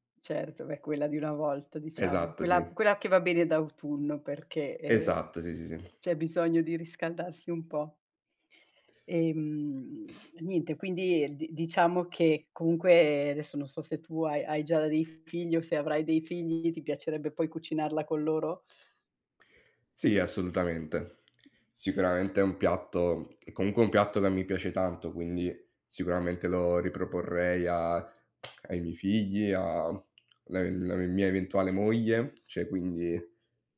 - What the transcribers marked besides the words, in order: tapping; other background noise; "cioè" said as "cedhe"
- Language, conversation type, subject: Italian, podcast, Qual è un cibo che ti riporta subito alla tua infanzia e perché?
- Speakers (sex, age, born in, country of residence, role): female, 50-54, Italy, Italy, host; male, 20-24, Italy, Italy, guest